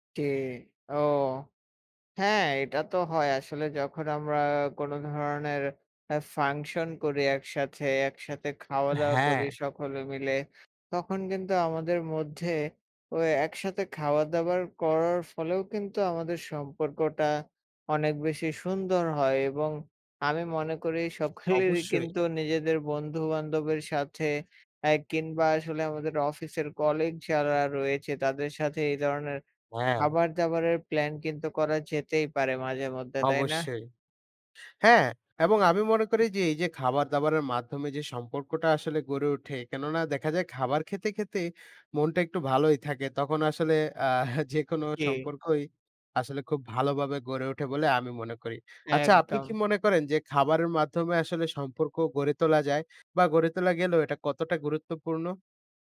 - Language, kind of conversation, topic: Bengali, unstructured, আপনার মতে, খাবারের মাধ্যমে সম্পর্ক গড়ে তোলা কতটা গুরুত্বপূর্ণ?
- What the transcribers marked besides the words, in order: tapping; scoff; unintelligible speech; scoff